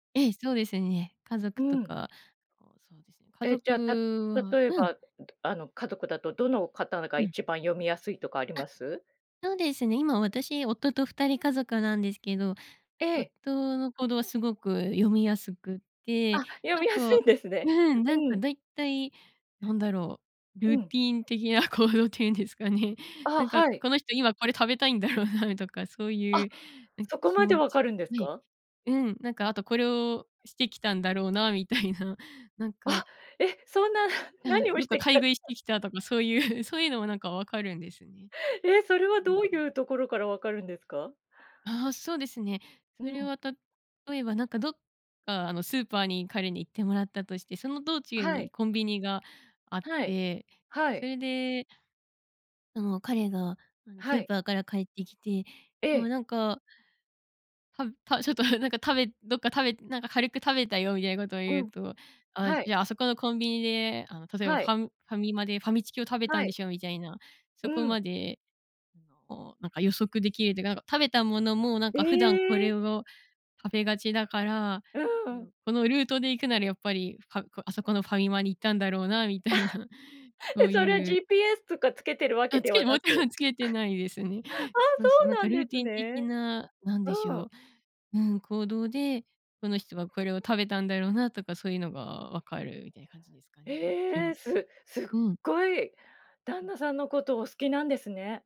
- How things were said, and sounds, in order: laughing while speaking: "読みやすいんですね"; laughing while speaking: "ルーティーン的な行動っていうんですかね"; laughing while speaking: "食べたいんだろうなとか"; laughing while speaking: "みたいな"; laughing while speaking: "そんな何をしてきたか"; chuckle; giggle; laughing while speaking: "みたいな"; laughing while speaking: "もちろんつけてないですね"; giggle
- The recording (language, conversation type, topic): Japanese, podcast, 相手の気持ちをどう読み取りますか?